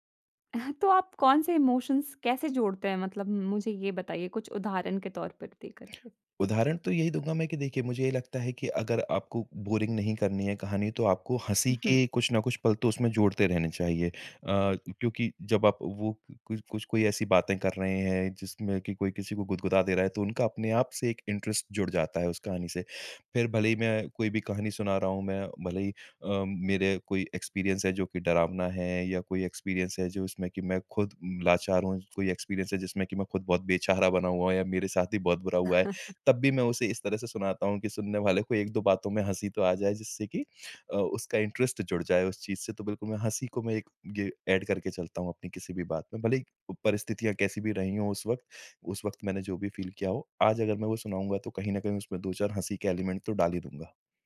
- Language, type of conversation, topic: Hindi, podcast, यादगार घटना सुनाने की शुरुआत आप कैसे करते हैं?
- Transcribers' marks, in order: in English: "इमोशंस"; in English: "बोरिंग"; other background noise; in English: "इंटरेस्ट"; in English: "एक्सपीरियंस"; in English: "एक्सपीरियंस"; in English: "एक्सपीरियंस"; chuckle; tapping; in English: "इंटरेस्ट"; in English: "ऐड"; in English: "फील"; in English: "एलिमेंट"